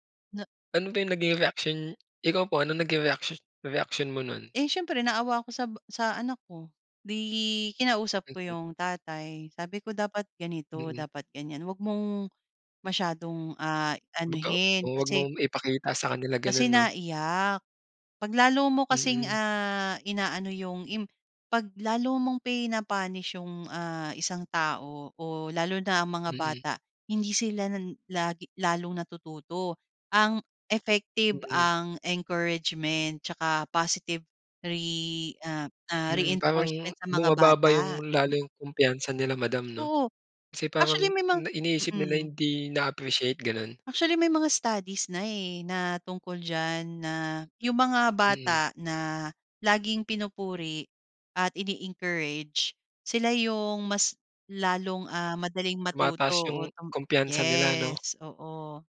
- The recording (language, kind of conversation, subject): Filipino, podcast, Ano ang papel ng pamilya sa paghubog ng isang estudyante, para sa iyo?
- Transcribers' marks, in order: in English: "reinforcement"; other background noise